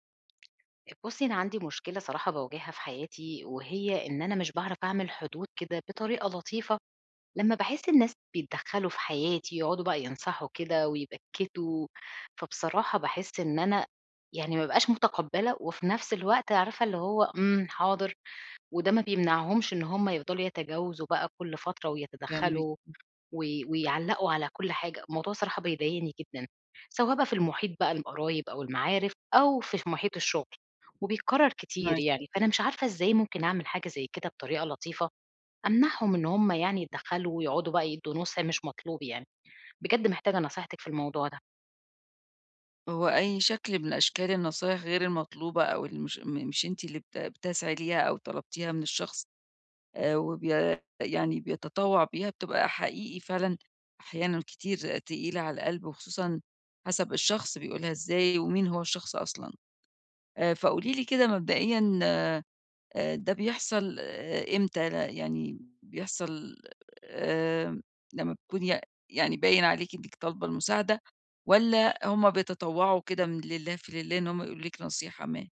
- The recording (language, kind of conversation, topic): Arabic, advice, إزاي أحط حدود بذوق لما حد يديني نصايح من غير ما أطلب؟
- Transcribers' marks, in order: tapping; unintelligible speech